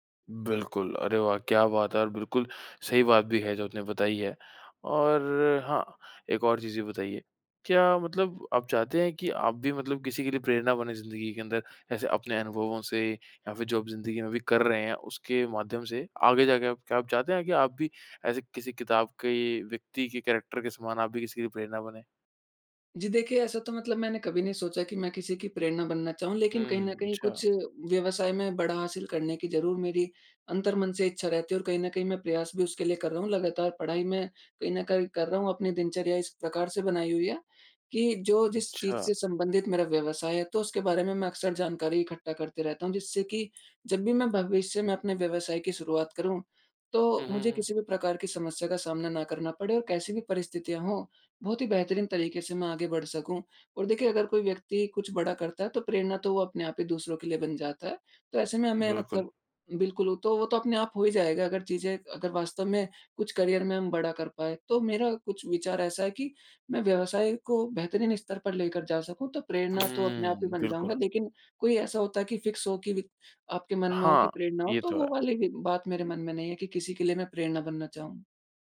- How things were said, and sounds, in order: in English: "कैरेक्टर"; in English: "करियर"; lip smack; in English: "फ़िक्स"
- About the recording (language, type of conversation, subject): Hindi, podcast, किस किताब या व्यक्ति ने आपकी सोच बदल दी?